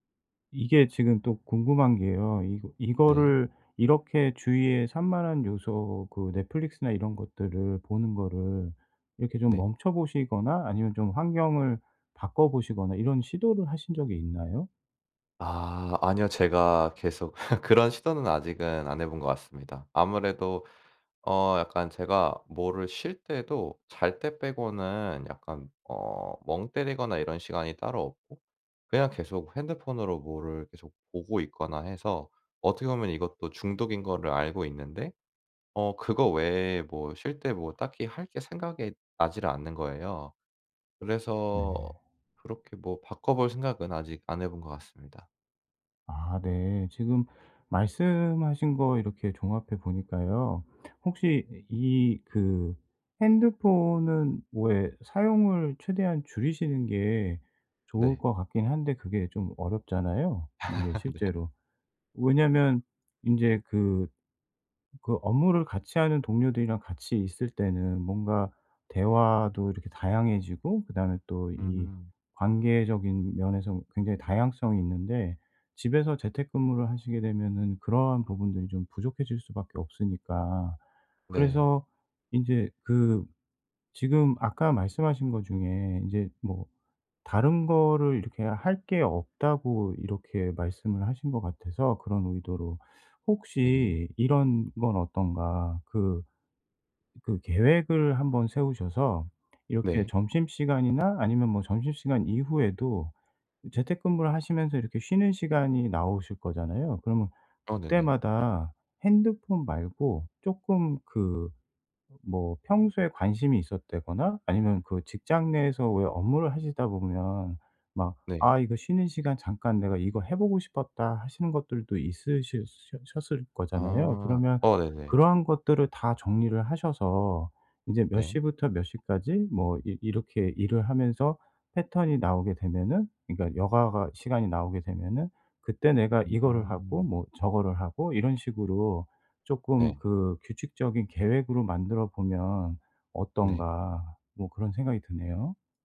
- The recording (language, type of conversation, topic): Korean, advice, 주의 산만을 줄여 생산성을 유지하려면 어떻게 해야 하나요?
- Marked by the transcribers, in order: laugh; laugh; other background noise